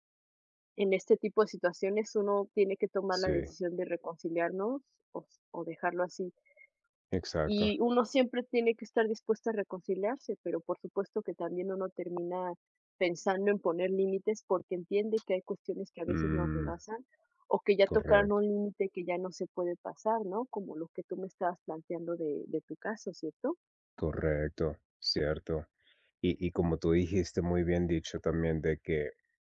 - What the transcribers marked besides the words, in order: other background noise
- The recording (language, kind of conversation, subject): Spanish, unstructured, ¿Has perdido una amistad por una pelea y por qué?